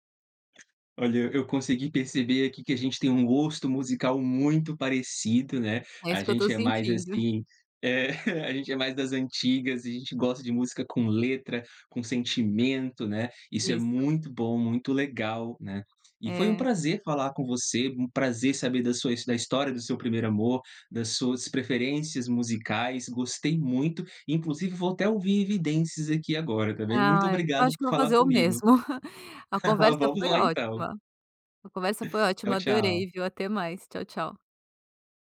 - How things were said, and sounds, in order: tapping; giggle; chuckle; giggle
- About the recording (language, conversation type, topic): Portuguese, podcast, Tem alguma música que te lembra o seu primeiro amor?